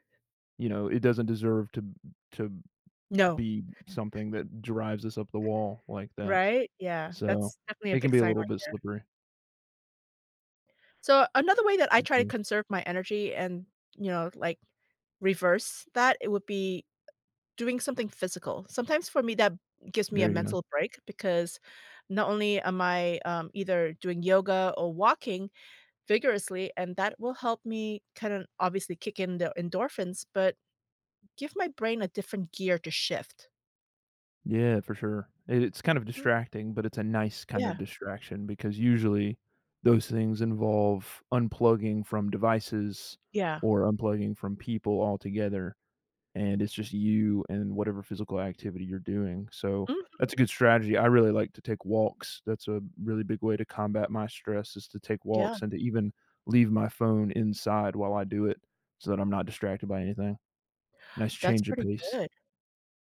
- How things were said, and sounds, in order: tapping; unintelligible speech
- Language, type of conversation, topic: English, unstructured, What should I do when stress affects my appetite, mood, or energy?